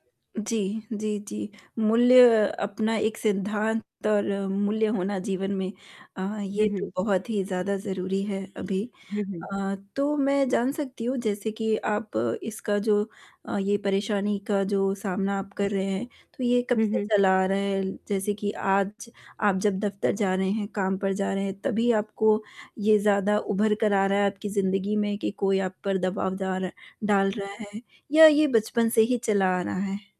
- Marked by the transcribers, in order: distorted speech; horn
- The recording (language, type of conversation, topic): Hindi, advice, मैं समूह के दबाव में अपने मूल्यों पर कैसे कायम रहूँ?
- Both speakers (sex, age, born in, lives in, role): female, 25-29, India, India, advisor; female, 40-44, India, India, user